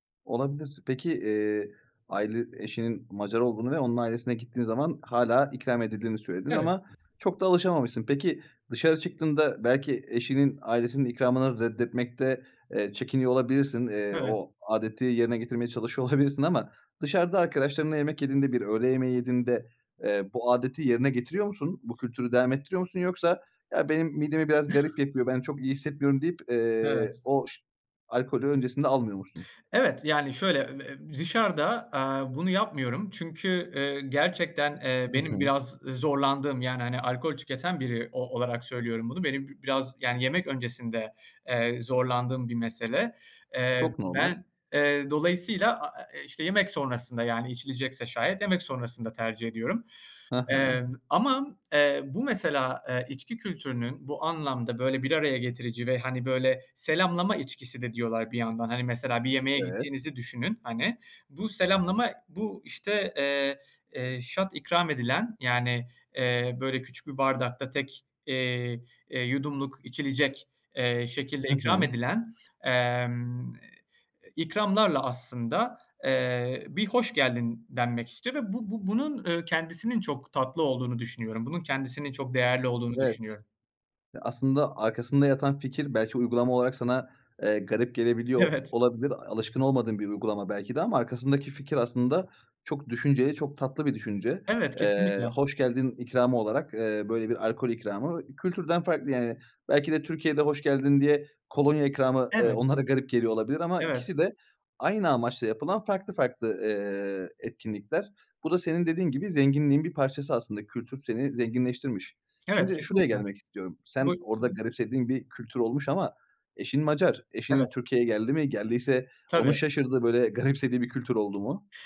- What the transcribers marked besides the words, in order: tapping; laughing while speaking: "olabilirsin"; other background noise; other noise; in English: "shot"; laughing while speaking: "Evet"; laughing while speaking: "garipsediği"
- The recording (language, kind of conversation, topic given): Turkish, podcast, İki kültür arasında olmak nasıl hissettiriyor?